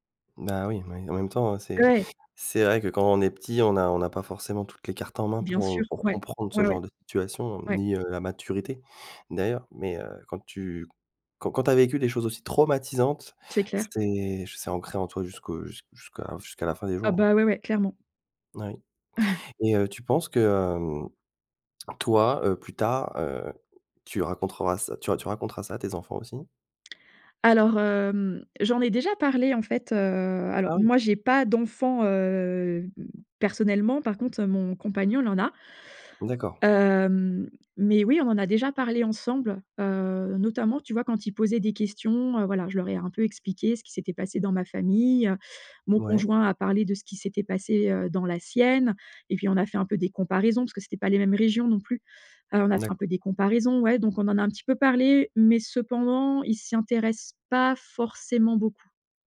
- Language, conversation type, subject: French, podcast, Comment les histoires de guerre ou d’exil ont-elles marqué ta famille ?
- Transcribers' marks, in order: tapping; other background noise; stressed: "traumatisantes"; chuckle; "racontera" said as "racontreras"; drawn out: "questions"; drawn out: "famille"